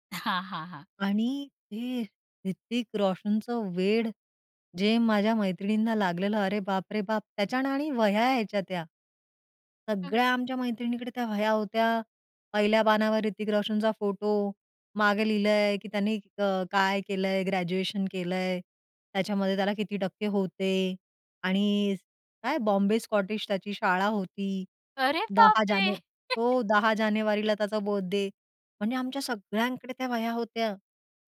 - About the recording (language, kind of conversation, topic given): Marathi, podcast, चौकातील चहा-गप्पा कशा होत्या?
- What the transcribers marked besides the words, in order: chuckle; unintelligible speech; tapping; chuckle